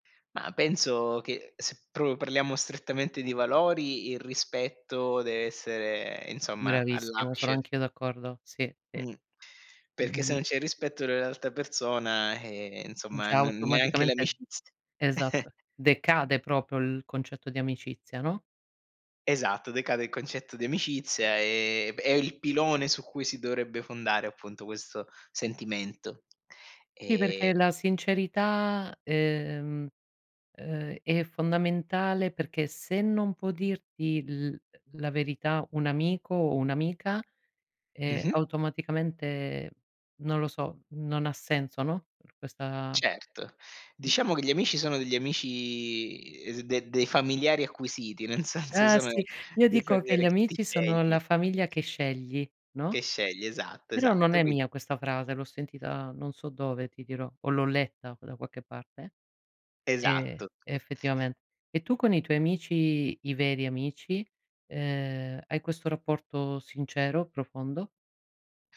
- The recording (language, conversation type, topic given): Italian, unstructured, Qual è il valore più importante in un’amicizia?
- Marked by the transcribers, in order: "proprio" said as "pro"; chuckle; drawn out: "amici"; laughing while speaking: "nel senso"; other background noise